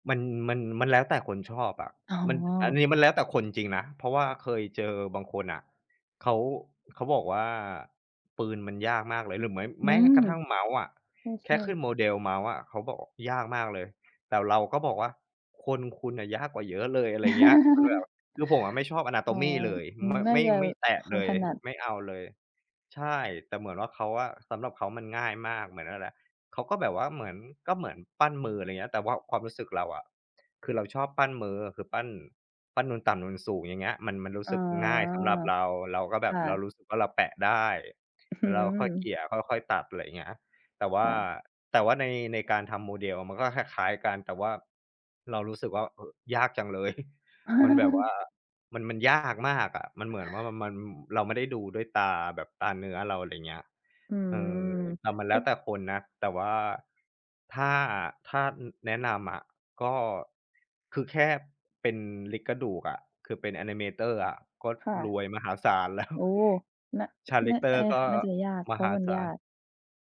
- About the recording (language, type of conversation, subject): Thai, unstructured, คุณคิดว่างานอดิเรกช่วยให้ชีวิตดีขึ้นได้อย่างไร?
- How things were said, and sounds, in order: chuckle; other background noise; drawn out: "อ๋อ"; tapping; chuckle; chuckle; unintelligible speech; in English: "Rig"; laughing while speaking: "แล้ว"